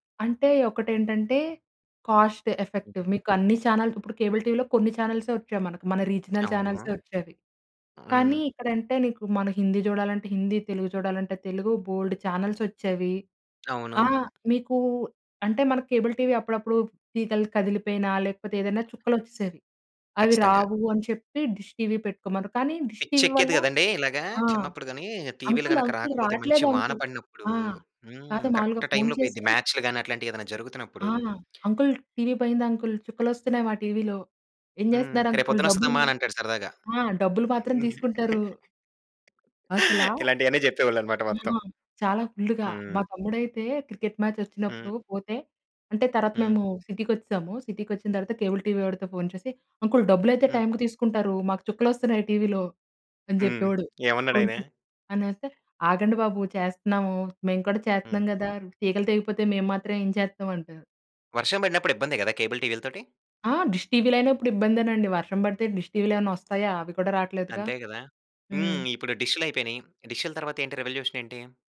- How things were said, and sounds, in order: in English: "కాస్ట్ ఎఫెక్టివ్"; other noise; in English: "ఛానల్"; in English: "కేబుల్ టీవీలో"; other background noise; in English: "రీజనల్ ఛానల్స్"; tapping; in English: "ఛానల్స్"; in English: "కేబుల్ టీవీ"; in English: "డిష్ టీవీ"; in English: "డిష్ టీవీ"; in English: "కరెక్ట్ టైమ్‍లో"; laugh; in English: "క్రికెట్ మ్యాచ్"; in English: "సిటీకి"; in English: "సిటీకి"; in English: "కేబుల్ టీవీ"; in English: "కేబుల్"; in English: "డిష్"; in English: "డిష్"; in English: "రెవల్యూషన్"
- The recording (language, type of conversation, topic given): Telugu, podcast, స్ట్రీమింగ్ సేవలు కేబుల్ టీవీకన్నా మీకు బాగా నచ్చేవి ఏవి, ఎందుకు?